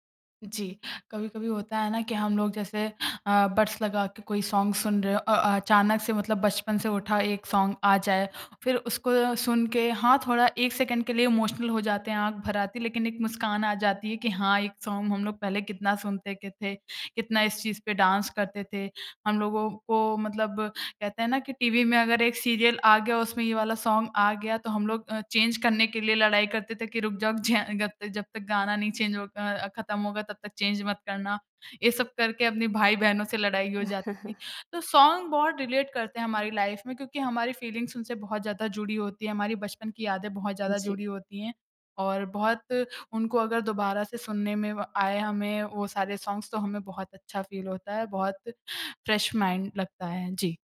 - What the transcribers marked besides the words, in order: in English: "सॉन्ग"; in English: "सॉन्ग"; in English: "इमोशनल"; in English: "सॉन्ग"; in English: "सॉन्ग"; in English: "चेंज"; laughing while speaking: "जी हाँ"; in English: "चेंज"; in English: "चेंज"; chuckle; in English: "सॉन्ग"; in English: "रिलेट"; in English: "लाइफ़"; in English: "फीलिंग्स"; in English: "सॉन्ग्स"; in English: "फ़ील"; in English: "फ्रेश माइंड"
- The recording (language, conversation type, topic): Hindi, podcast, तुम्हारे लिए कौन सा गाना बचपन की याद दिलाता है?
- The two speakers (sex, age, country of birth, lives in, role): female, 20-24, India, India, guest; female, 20-24, India, India, host